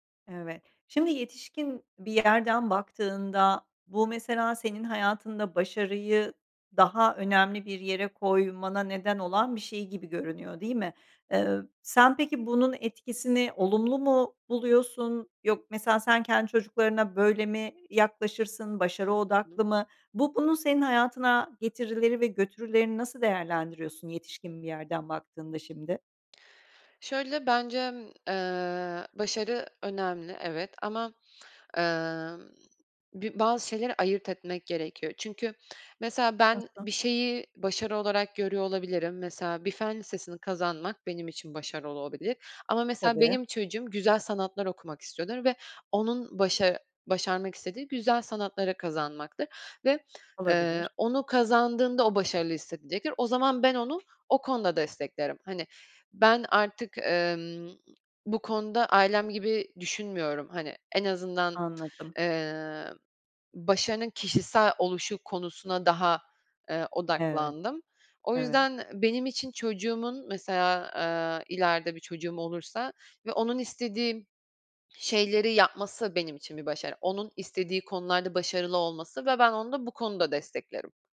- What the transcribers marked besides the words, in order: tapping; "bence" said as "bencem"; other background noise
- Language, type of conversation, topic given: Turkish, podcast, Senin için mutlu olmak mı yoksa başarılı olmak mı daha önemli?